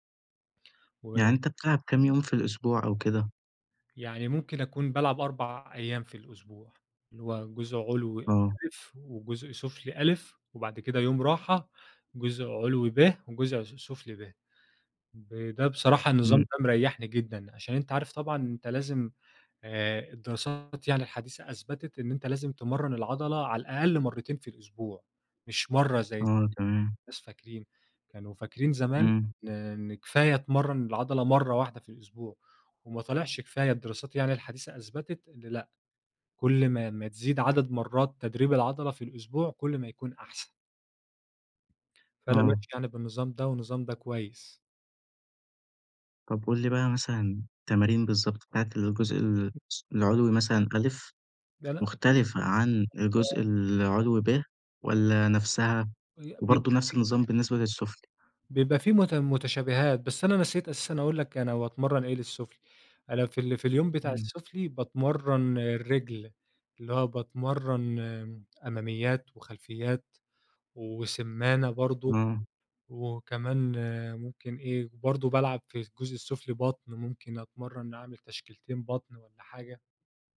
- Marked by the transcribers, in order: tapping; unintelligible speech; other background noise; unintelligible speech
- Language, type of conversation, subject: Arabic, podcast, إزاي تحافظ على نشاطك البدني من غير ما تروح الجيم؟